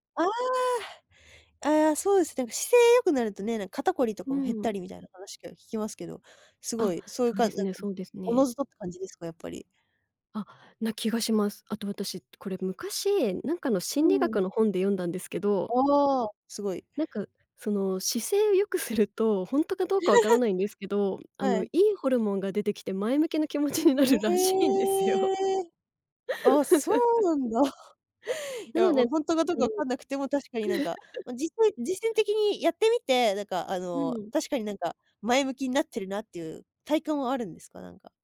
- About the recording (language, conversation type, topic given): Japanese, podcast, 他人と比べないようにするには、どうすればいいですか？
- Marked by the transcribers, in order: tapping; laugh; laughing while speaking: "気持ちになるらしいんですよ"; chuckle; laugh